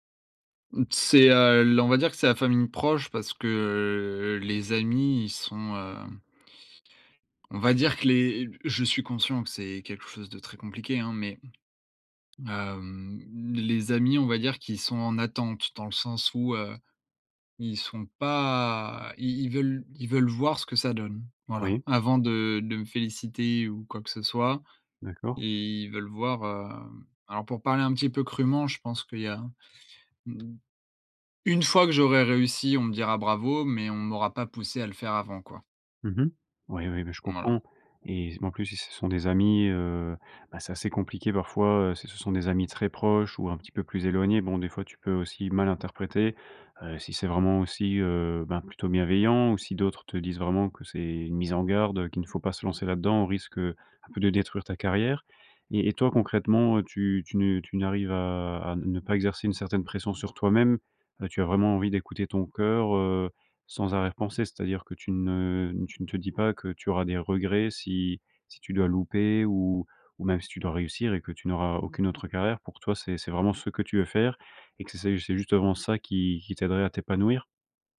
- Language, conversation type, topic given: French, advice, Comment gérer la pression de choisir une carrière stable plutôt que de suivre sa passion ?
- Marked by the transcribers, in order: other background noise; tapping; stressed: "une fois"